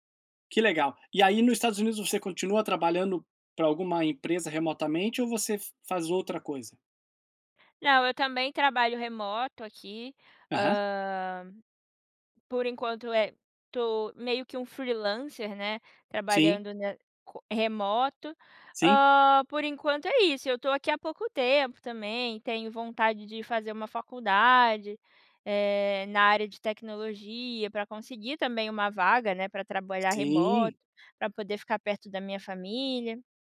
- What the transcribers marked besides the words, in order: none
- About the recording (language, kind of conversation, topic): Portuguese, podcast, Qual foi um momento que realmente mudou a sua vida?